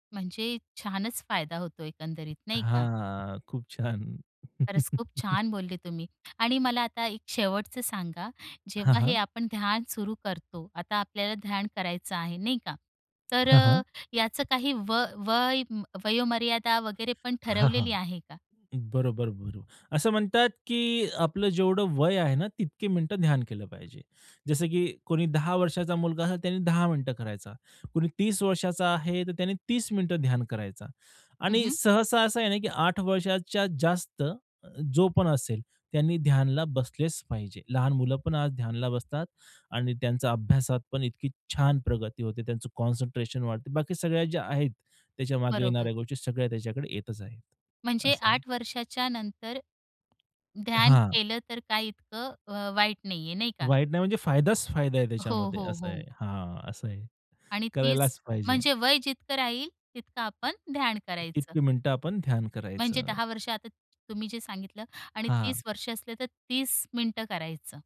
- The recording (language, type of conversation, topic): Marathi, podcast, ध्यान सुरू करण्यासाठी सुरुवातीला काय करावं, असं तुम्हाला वाटतं?
- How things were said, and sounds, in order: other noise; drawn out: "हां"; laugh; tapping; other background noise; in English: "कॉन्सन्ट्रेशन"